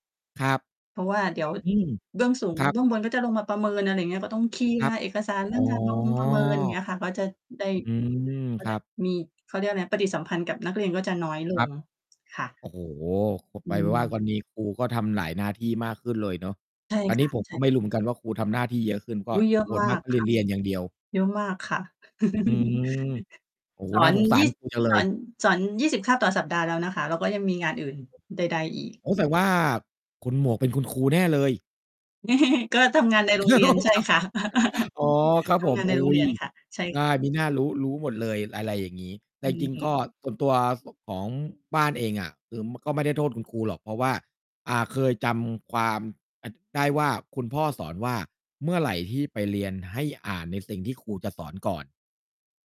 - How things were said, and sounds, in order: other background noise; distorted speech; chuckle; mechanical hum; chuckle; laugh; chuckle; "อะไร" said as "ระไร"
- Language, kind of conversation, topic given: Thai, unstructured, คุณไม่พอใจกับเรื่องอะไรบ้างในระบบการศึกษาของไทย?